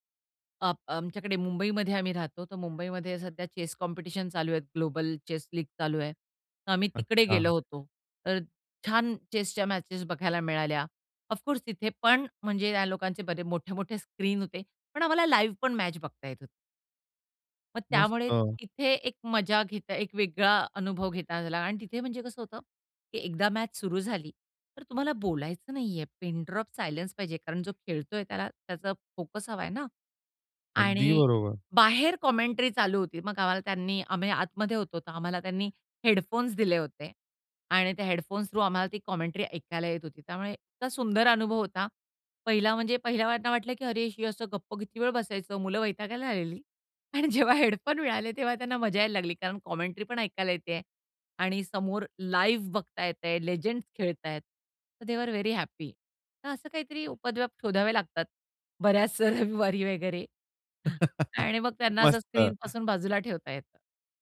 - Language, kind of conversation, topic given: Marathi, podcast, डिजिटल डिटॉक्स तुमच्या विश्रांतीला कशी मदत करतो?
- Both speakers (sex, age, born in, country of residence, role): female, 45-49, India, India, guest; male, 25-29, India, India, host
- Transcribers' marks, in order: in English: "ऑफकोर्स"; in English: "लाईव्ह"; tapping; in English: "पिन ड्रॉप सायलेन्स"; in English: "कॉमेंट्री"; in English: "थ्रू"; in English: "कॉमेंट्री"; laughing while speaking: "जेव्हा हेडफोन मिळाले, तेव्हा त्यांना मजा"; in English: "कॉमेंट्री"; in English: "लाईव्ह"; in English: "लेजेंड्स"; in English: "सो दे आर व्हेरी हॅपी"; laughing while speaking: "रविवारी वगैरे"; laugh; laughing while speaking: "मस्त"